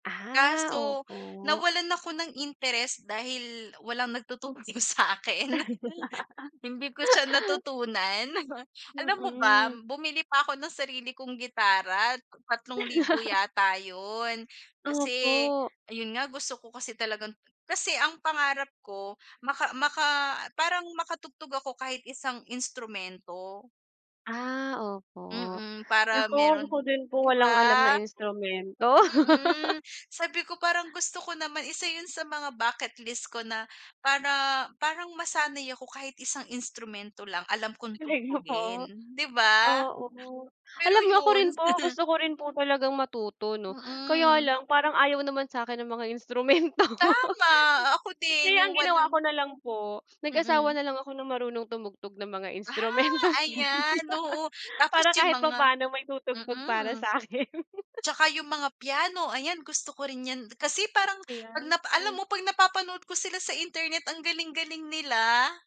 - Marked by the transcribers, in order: laughing while speaking: "nagtuturo sakin"; laugh; snort; laugh; laugh; laugh; laugh; laugh; laughing while speaking: "sa akin"
- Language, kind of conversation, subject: Filipino, unstructured, Ano ang hilig mong gawin kapag may libreng oras ka?